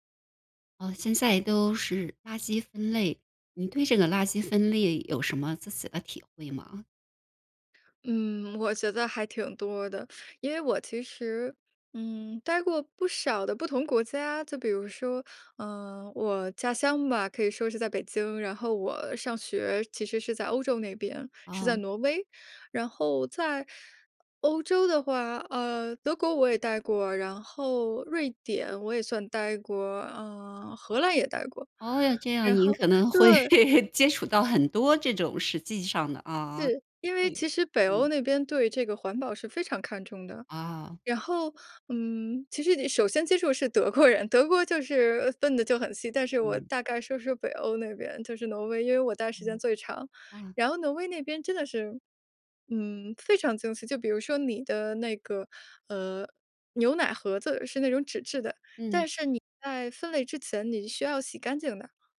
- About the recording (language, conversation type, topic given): Chinese, podcast, 你在日常生活中实行垃圾分类有哪些实际体会？
- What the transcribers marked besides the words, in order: "分类" said as "分裂"; laughing while speaking: "会"; laughing while speaking: "德国人"; other background noise